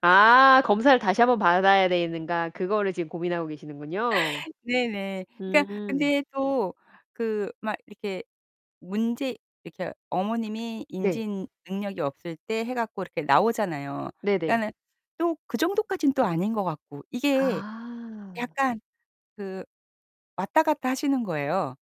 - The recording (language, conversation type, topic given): Korean, podcast, 노부모를 돌볼 때 가장 신경 쓰이는 부분은 무엇인가요?
- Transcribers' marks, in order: other background noise